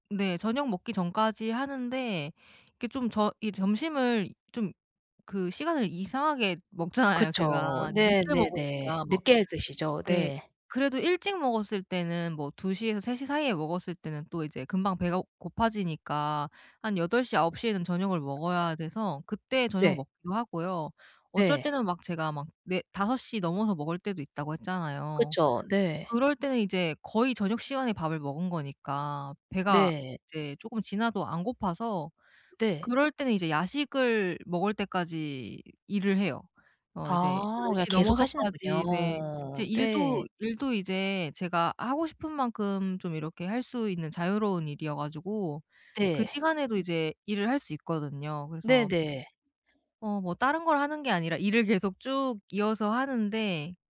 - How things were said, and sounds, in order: laughing while speaking: "먹잖아요"; other background noise; tapping
- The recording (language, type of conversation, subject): Korean, advice, 하루 동안 에너지를 일정하게 유지하려면 어떻게 해야 하나요?